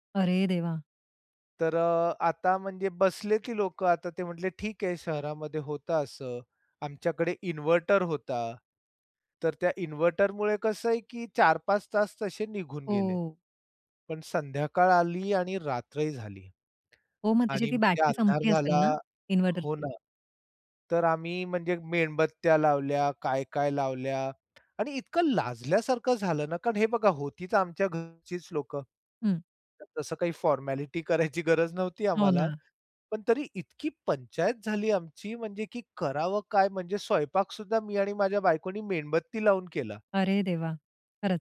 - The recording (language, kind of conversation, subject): Marathi, podcast, हंगाम बदलला की तुम्ही घराची तयारी कशी करता आणि तुमच्याकडे त्यासाठी काही पारंपरिक सवयी आहेत का?
- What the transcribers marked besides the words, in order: tapping; in English: "फॉरमॅलिटी"